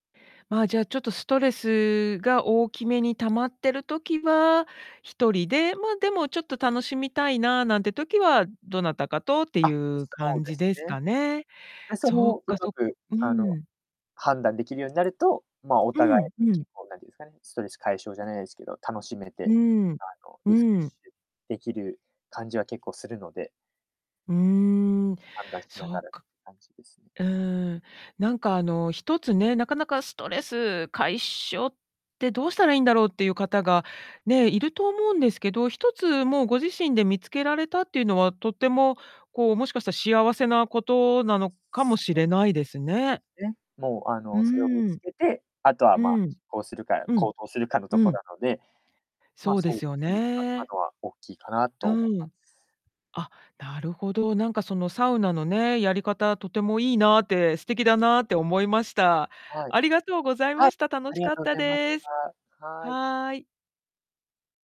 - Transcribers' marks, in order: other background noise; distorted speech
- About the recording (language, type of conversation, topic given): Japanese, podcast, 普段、ストレスを解消するために何をしていますか？